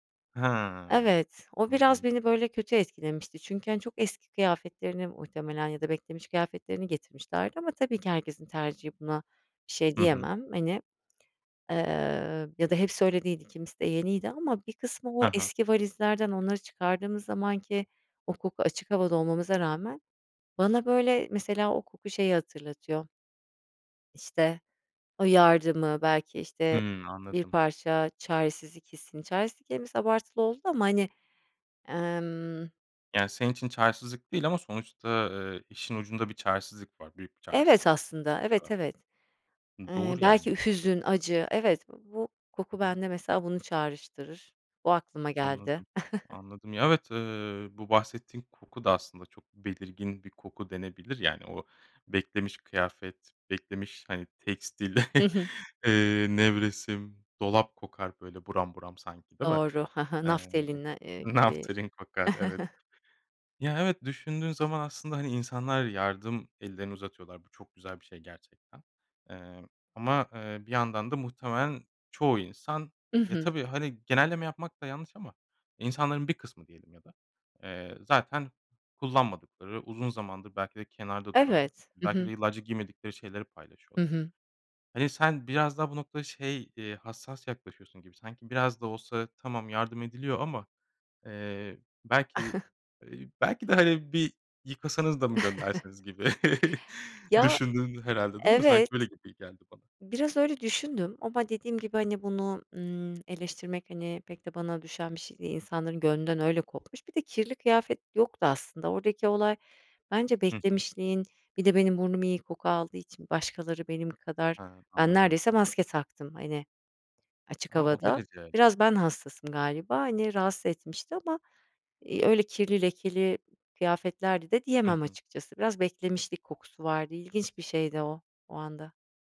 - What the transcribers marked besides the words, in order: tapping; unintelligible speech; chuckle; other background noise; chuckle; laughing while speaking: "naftalin"; chuckle; chuckle; chuckle
- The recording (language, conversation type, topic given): Turkish, podcast, Hangi kokular seni geçmişe götürür ve bunun nedeni nedir?